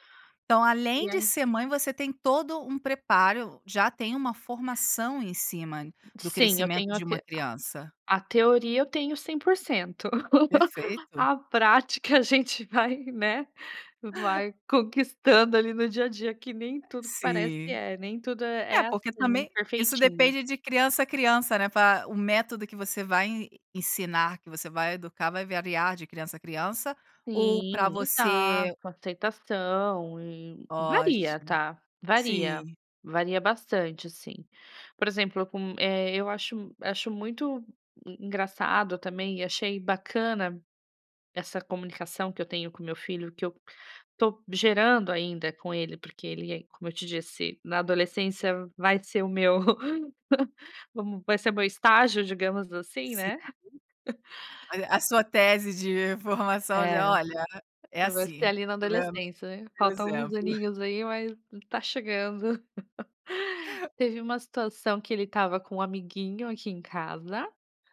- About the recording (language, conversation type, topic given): Portuguese, podcast, Como melhorar a comunicação entre pais e filhos?
- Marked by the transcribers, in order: other background noise; tapping; laugh; "variar" said as "veariar"; laugh; chuckle; laugh